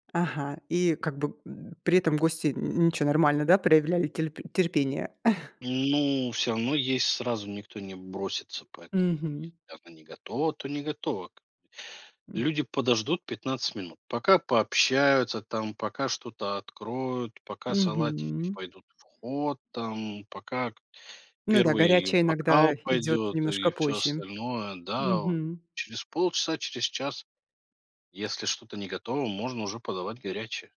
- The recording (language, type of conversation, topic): Russian, podcast, Как вам больше всего нравится готовить вместе с друзьями?
- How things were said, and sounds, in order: chuckle